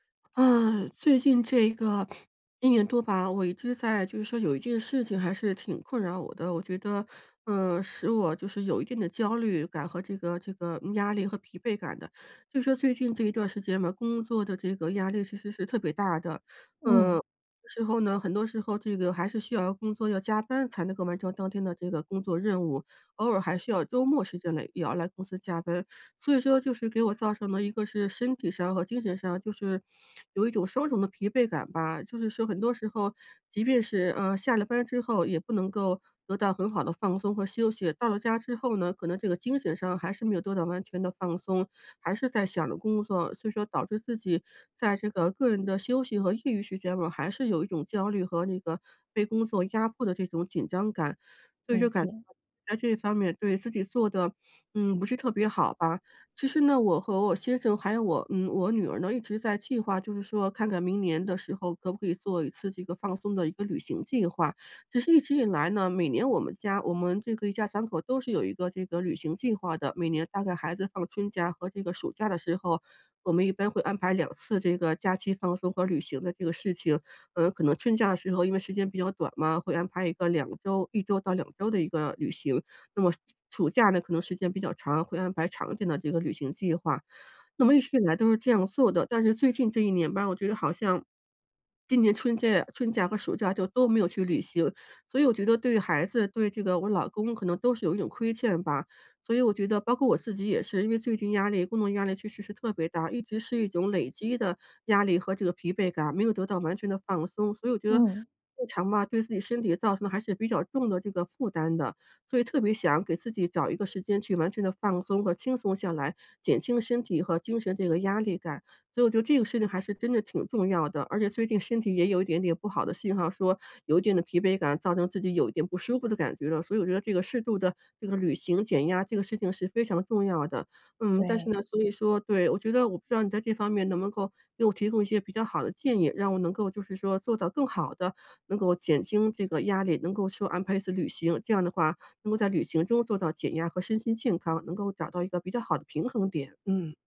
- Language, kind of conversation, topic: Chinese, advice, 旅行中如何减压并保持身心健康？
- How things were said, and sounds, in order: sniff; tapping